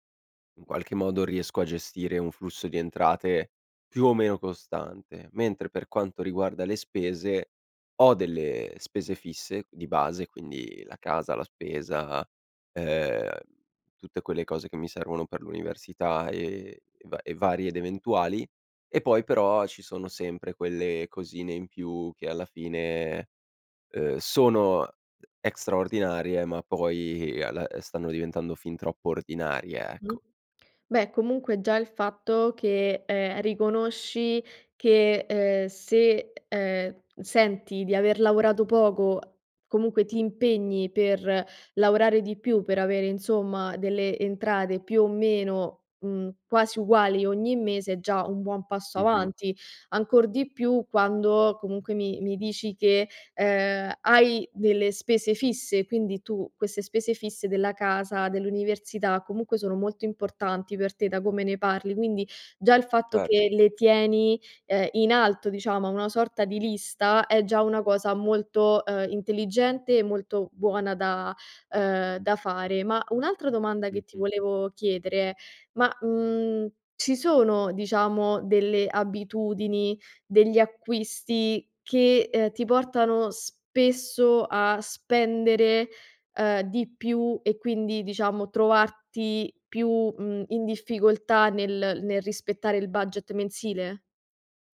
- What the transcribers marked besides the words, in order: none
- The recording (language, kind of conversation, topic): Italian, advice, Come posso rispettare un budget mensile senza sforarlo?
- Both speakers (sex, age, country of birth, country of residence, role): female, 25-29, Italy, Italy, advisor; male, 18-19, Italy, Italy, user